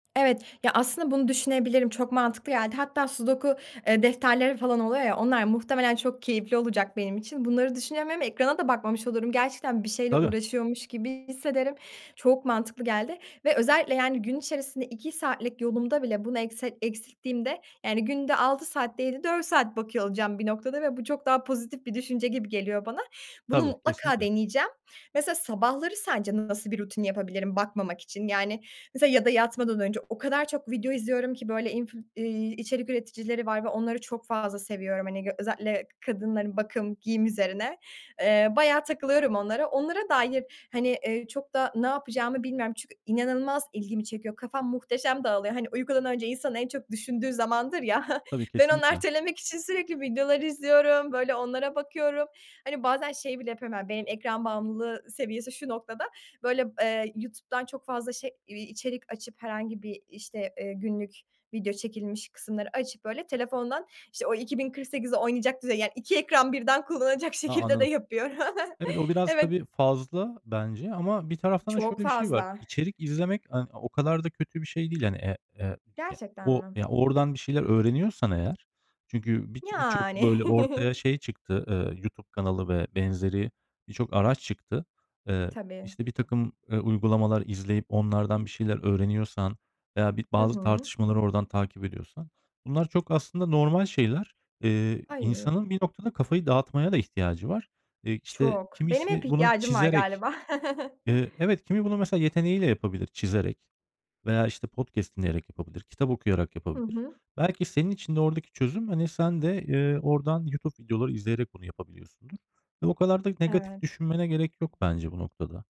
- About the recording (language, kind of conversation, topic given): Turkish, advice, Telefon ve sosyal medya kullanımımı azaltmakta neden zorlanıyorum ve dikkatimin dağılmasını nasıl önleyebilirim?
- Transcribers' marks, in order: unintelligible speech; tapping; other background noise; giggle; laughing while speaking: "kullanacak şekilde de yapıyorum"; chuckle; chuckle